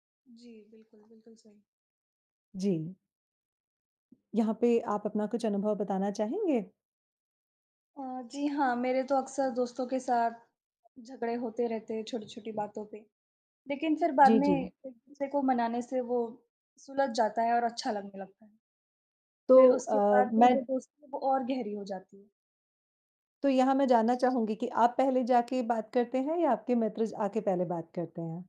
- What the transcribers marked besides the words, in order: horn; other background noise; tapping
- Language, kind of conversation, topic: Hindi, unstructured, क्या झगड़े के बाद प्यार बढ़ सकता है, और आपका अनुभव क्या कहता है?
- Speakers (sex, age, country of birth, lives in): female, 20-24, India, India; female, 35-39, India, India